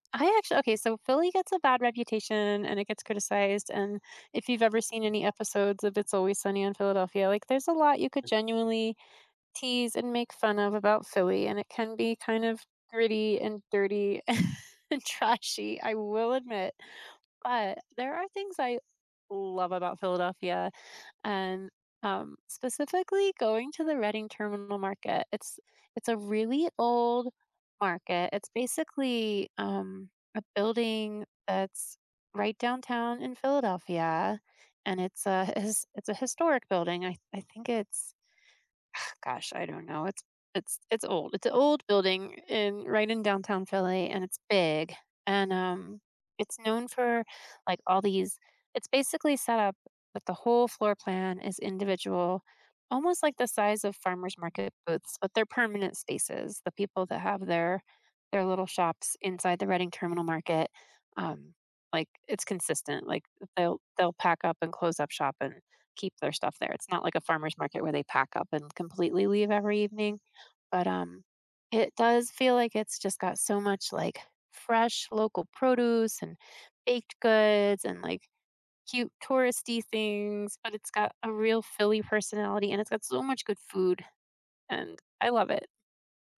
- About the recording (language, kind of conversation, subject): English, unstructured, Which markets could you wander for hours, and what memories and treasures make them special to you?
- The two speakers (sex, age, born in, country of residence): female, 55-59, United States, United States; male, 50-54, United States, United States
- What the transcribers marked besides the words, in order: other background noise; laugh; tapping; exhale